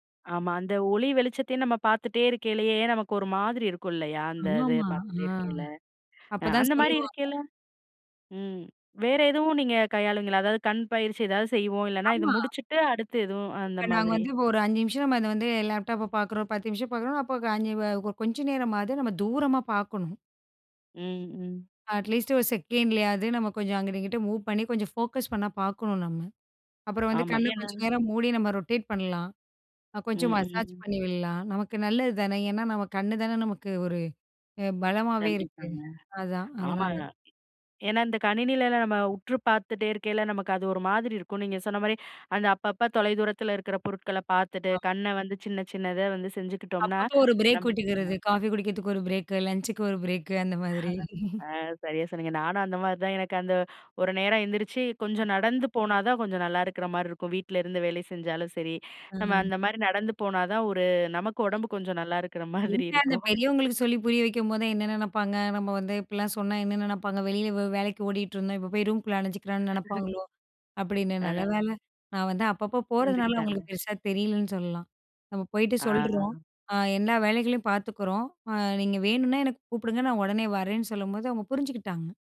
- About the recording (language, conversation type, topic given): Tamil, podcast, வீட்டிலிருந்து வேலை செய்ய தனியான இடம் அவசியமா, அதை நீங்கள் எப்படிப் அமைப்பீர்கள்?
- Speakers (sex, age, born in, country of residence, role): female, 35-39, India, India, guest; female, 35-39, India, India, host
- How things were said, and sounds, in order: other background noise; in English: "அட்லீஸ்ட்"; in English: "ஃபோக்கஸ்"; other noise; chuckle